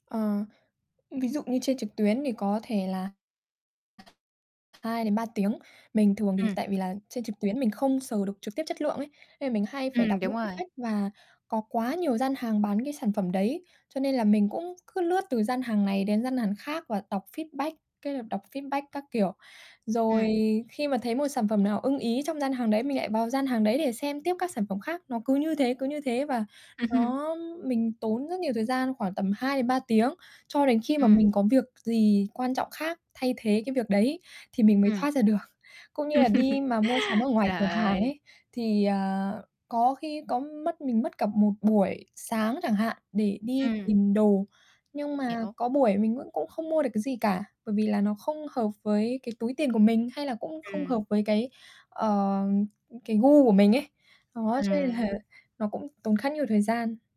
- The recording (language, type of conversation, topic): Vietnamese, advice, Làm sao để mua sắm mà không tốn quá nhiều thời gian?
- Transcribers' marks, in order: other background noise; distorted speech; in English: "feedback"; in English: "feedback"; in English: "feedback"; chuckle; chuckle; laughing while speaking: "là"